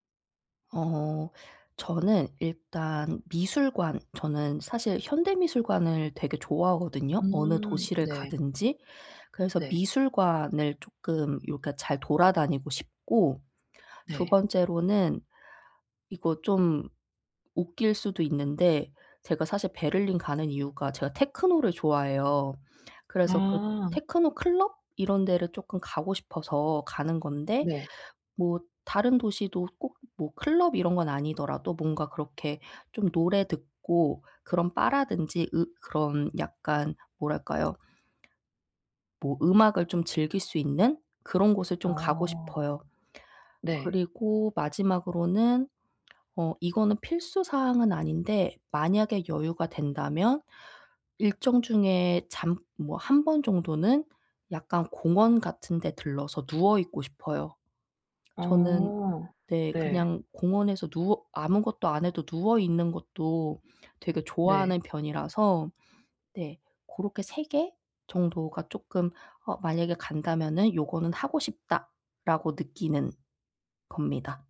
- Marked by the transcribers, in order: tapping; other background noise
- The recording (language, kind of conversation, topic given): Korean, advice, 중요한 결정을 내릴 때 결정 과정을 단순화해 스트레스를 줄이려면 어떻게 해야 하나요?